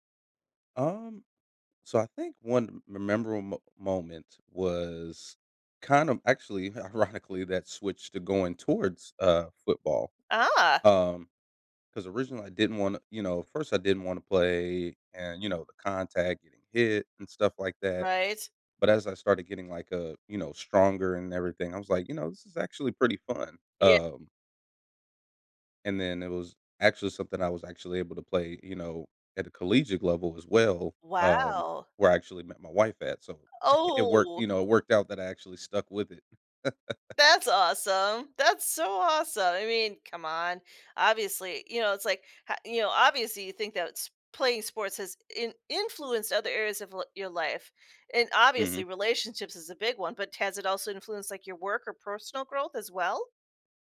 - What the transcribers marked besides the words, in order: "memorable" said as "rememrable"; laughing while speaking: "ironically"; other background noise; tapping; background speech; stressed: "Oh"; chuckle; laugh
- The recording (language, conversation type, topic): English, podcast, How has playing sports shaped who you are today?